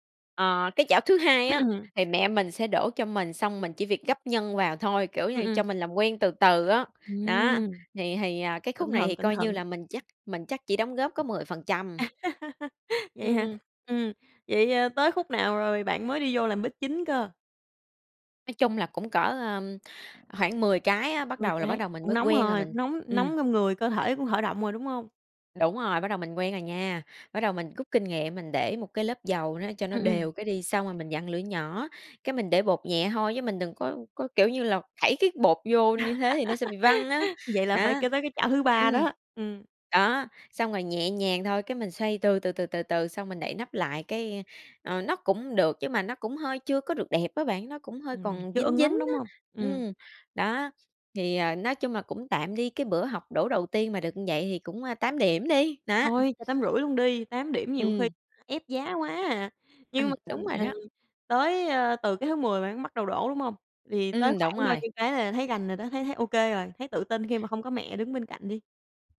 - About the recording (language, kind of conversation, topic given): Vietnamese, podcast, Bạn có kỷ niệm nào đáng nhớ khi cùng mẹ nấu ăn không?
- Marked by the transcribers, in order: throat clearing; tapping; laugh; other background noise; laugh; unintelligible speech